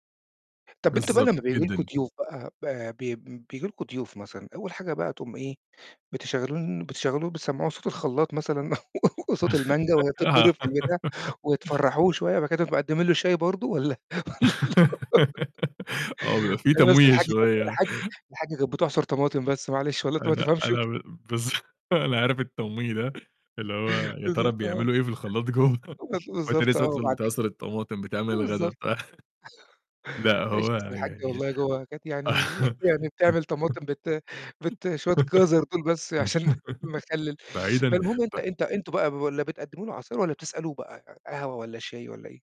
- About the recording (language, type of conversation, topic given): Arabic, podcast, ايه طقوس القهوة والشاي عندكم في البيت؟
- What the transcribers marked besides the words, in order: chuckle; laughing while speaking: "آه"; laugh; laugh; laughing while speaking: "والَّا والَّا"; laughing while speaking: "آه، بيبقى في تمويه شوية"; laugh; unintelligible speech; distorted speech; laughing while speaking: "بالض أنا عارف التمويه ده"; laughing while speaking: "بالضبط آه"; unintelligible speech; laughing while speaking: "جوّه"; chuckle; laughing while speaking: "بتاع"; laughing while speaking: "عشان"; laugh